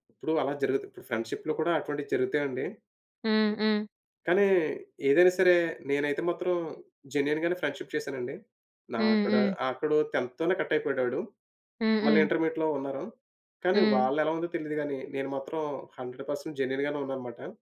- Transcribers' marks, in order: in English: "ఫ్రెండ్‌షిప్‌లో"; other background noise; in English: "జెన్యూన్"; in English: "ఫ్రెండ్‌షిప్"; in English: "టెన్త్"; in English: "హండ్రెడ్ పర్సెంట్ జెన్యూన్‌గానే"
- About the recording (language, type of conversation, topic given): Telugu, podcast, స్నేహాల్లో నమ్మకం ఎలా పెరుగుతుంది?